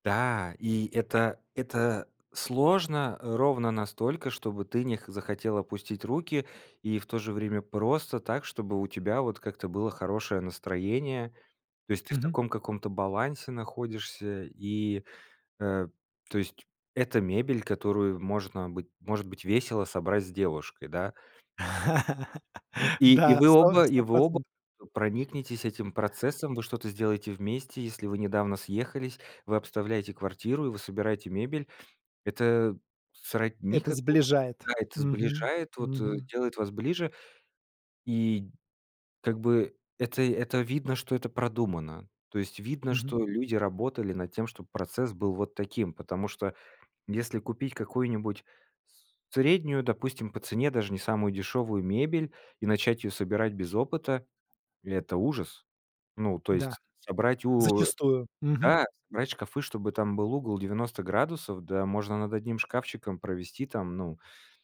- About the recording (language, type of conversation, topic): Russian, podcast, Какое у тебя любимое творческое хобби?
- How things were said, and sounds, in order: laugh; tapping